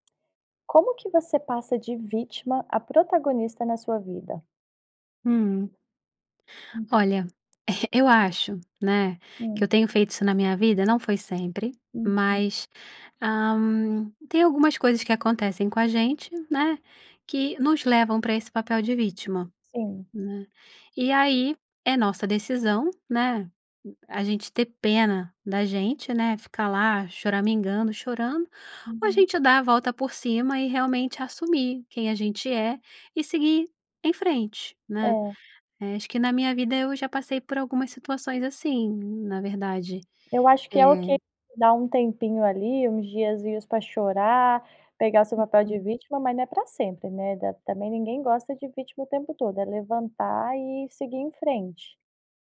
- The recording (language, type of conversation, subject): Portuguese, podcast, Como você pode deixar de se ver como vítima e se tornar protagonista da sua vida?
- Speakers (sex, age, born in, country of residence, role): female, 30-34, Brazil, Cyprus, host; female, 35-39, Brazil, Portugal, guest
- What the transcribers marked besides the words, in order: tapping